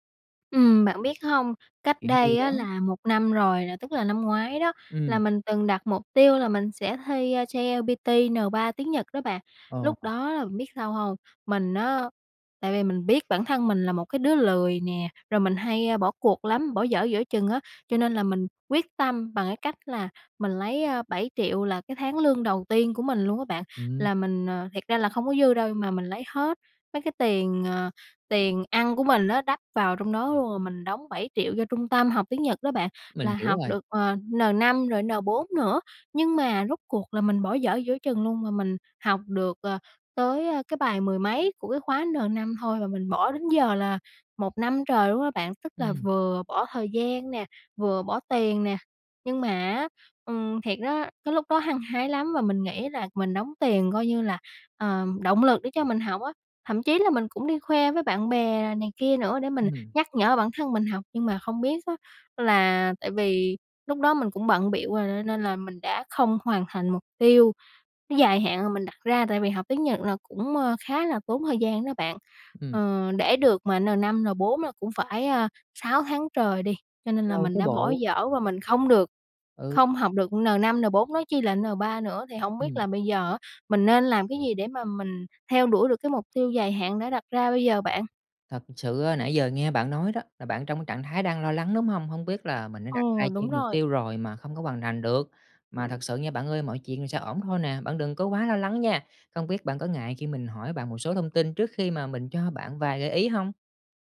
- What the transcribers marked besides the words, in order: unintelligible speech; tapping
- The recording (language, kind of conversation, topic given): Vietnamese, advice, Vì sao bạn chưa hoàn thành mục tiêu dài hạn mà bạn đã đặt ra?